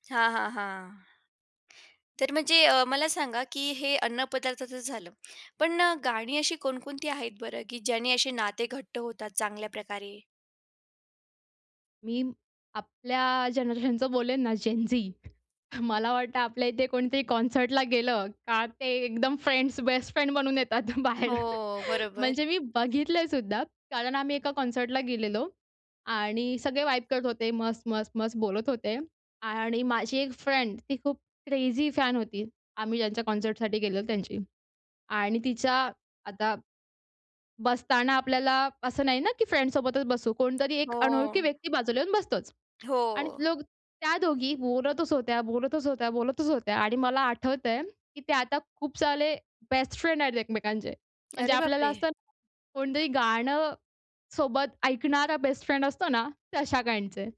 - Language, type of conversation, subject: Marathi, podcast, गाणं, अन्न किंवा सणांमुळे नाती कशी घट्ट होतात, सांगशील का?
- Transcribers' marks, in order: joyful: "जनरेशनचं"; laughing while speaking: "आपल्या इथे कोणीतरी कॉन्सर्टला गेलं … बनून येतात बाहेर"; in English: "कॉन्सर्टला"; in English: "फ्रेंड्स, बेस्ट फ्रेंड"; other background noise; chuckle; in English: "कॉन्सर्टला"; in English: "वाईब"; in English: "फ्रेंड"; in English: "क्रेझी फॅन"; in English: "कॉन्सर्टसाठी"; in English: "फ्रेंड्ससोबतच"; "सारे" said as "साले"; in English: "बेस्ट फ्रेंड"; surprised: "अरे बापरे!"; in English: "बेस्ट फ्रेंड"; in English: "काइंडचे"